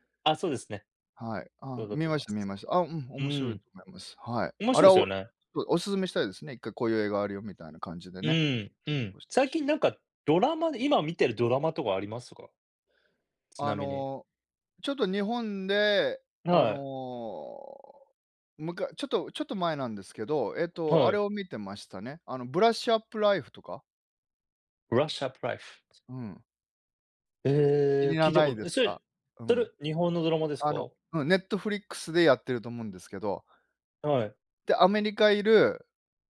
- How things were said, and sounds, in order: other noise
- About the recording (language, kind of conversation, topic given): Japanese, unstructured, 最近見た映画で、特に印象に残った作品は何ですか？